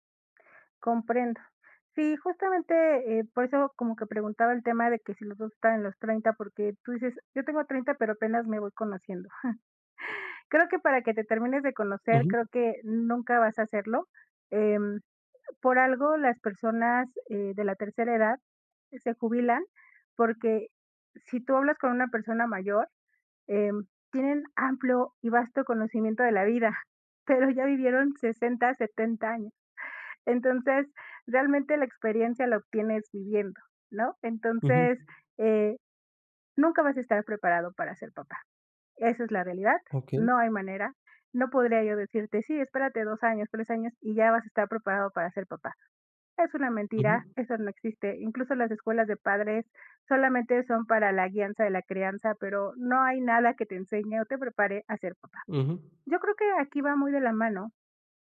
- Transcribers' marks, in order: chuckle
- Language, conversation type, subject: Spanish, advice, ¿Cómo podemos gestionar nuestras diferencias sobre los planes a futuro?